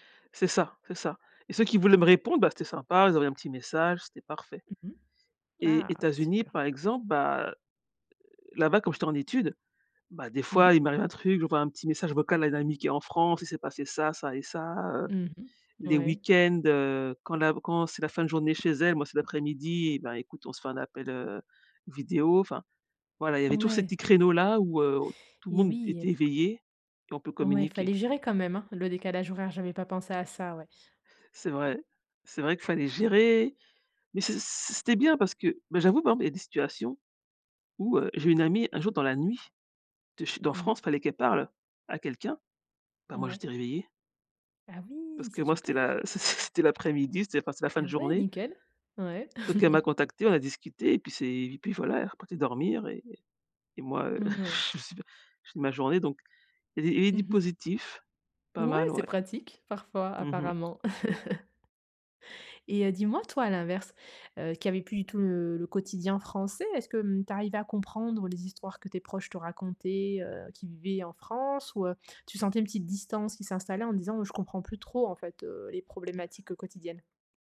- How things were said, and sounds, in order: laugh; laughing while speaking: "je suis"; laugh
- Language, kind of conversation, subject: French, podcast, Comment maintiens-tu des amitiés à distance ?